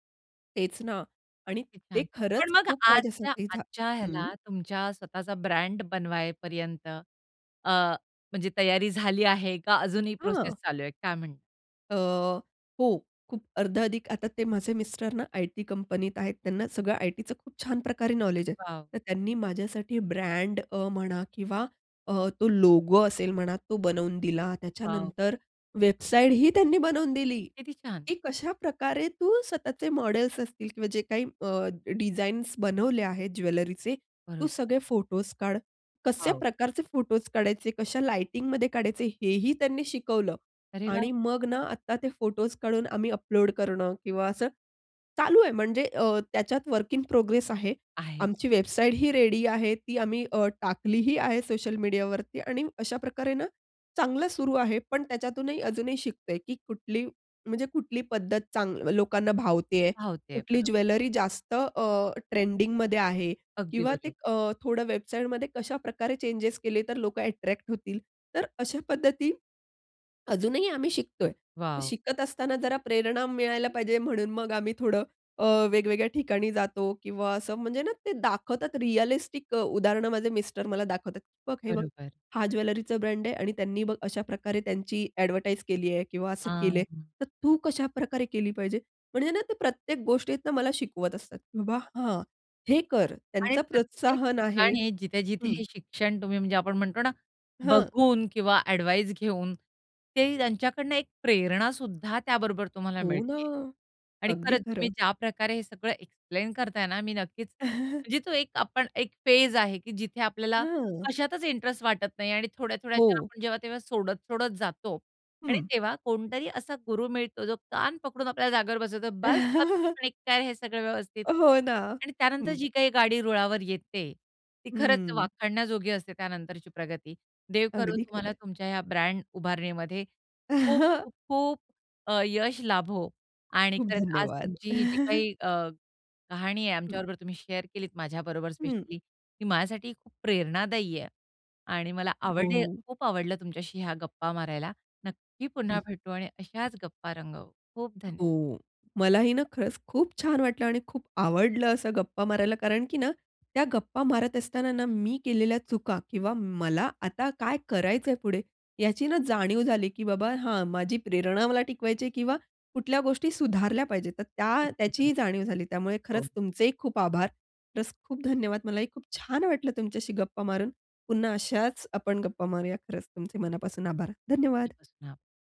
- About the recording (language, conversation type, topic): Marathi, podcast, शिकत असताना तुम्ही प्रेरणा कशी टिकवून ठेवता?
- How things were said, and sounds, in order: in English: "प्रोसेस"; in English: "लोगो"; other background noise; surprised: "वेबसाईटही त्यांनी बनवून दिली"; in English: "मॉडेल्स"; in English: "वर्क इन प्रोग्रेस"; in English: "रेडी"; in English: "ट्रेंडिंगमध्ये"; in English: "चेंजेस"; in English: "अट्रॅक्ट"; swallow; in English: "रिअलिस्टिक"; in English: "ज्वेलरीचा ब्रँड"; in English: "ॲडव्हर्टाइज"; in English: "ॲडव्हाइस"; surprised: "हो ना"; in English: "एक्सप्लेन"; chuckle; in English: "फेज"; in English: "इंटरेस्ट"; chuckle; put-on voice: "बस गपचुप आणि कर हे सगळं व्यवस्थित"; laughing while speaking: "हो ना"; chuckle; chuckle; in English: "स्पेशली"; in English: "प्लस"; unintelligible speech